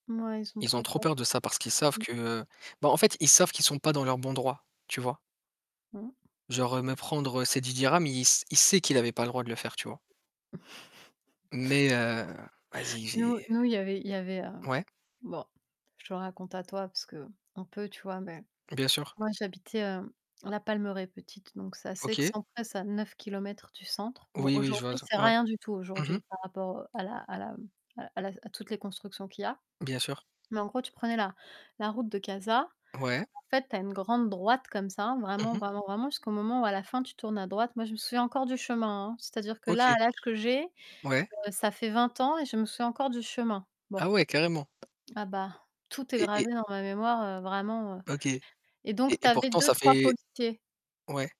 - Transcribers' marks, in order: static; tapping; distorted speech; other background noise; chuckle
- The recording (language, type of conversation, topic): French, unstructured, As-tu déjà vécu une expérience drôle ou embarrassante en voyage ?
- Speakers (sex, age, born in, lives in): female, 30-34, France, France; male, 30-34, France, France